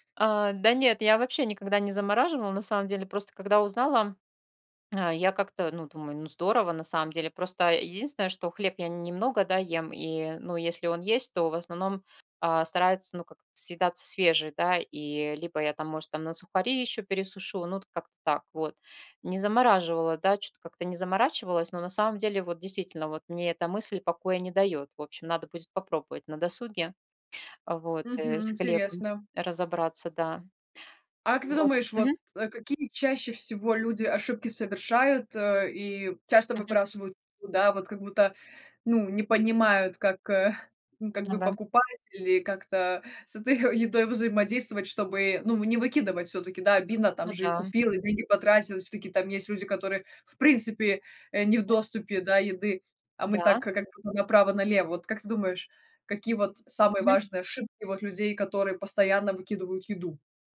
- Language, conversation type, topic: Russian, podcast, Какие у вас есть советы, как уменьшить пищевые отходы дома?
- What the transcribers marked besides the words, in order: laughing while speaking: "этой"